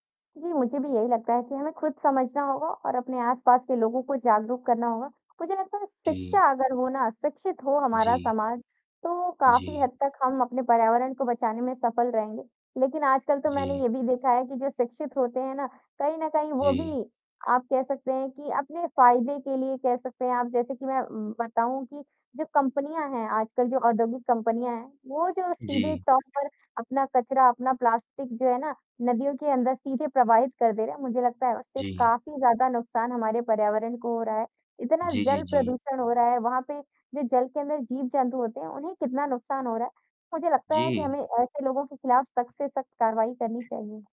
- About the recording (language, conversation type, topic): Hindi, unstructured, पर्यावरण बचाने के लिए हम अपनी रोज़मर्रा की ज़िंदगी में क्या कर सकते हैं?
- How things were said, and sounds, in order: static; other background noise; distorted speech; tapping; in English: "प्लास्टिक"